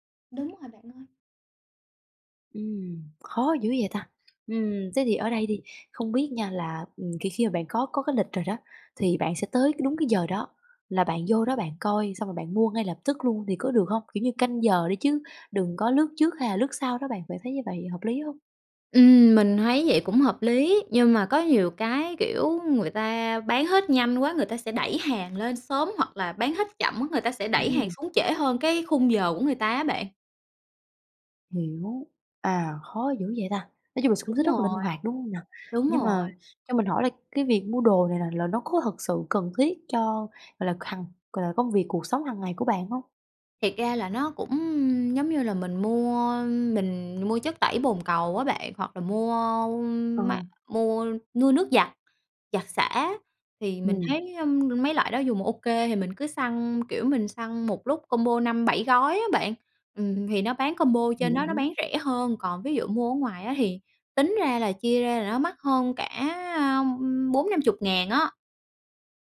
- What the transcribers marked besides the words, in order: tapping; other background noise
- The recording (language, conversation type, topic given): Vietnamese, advice, Dùng quá nhiều màn hình trước khi ngủ khiến khó ngủ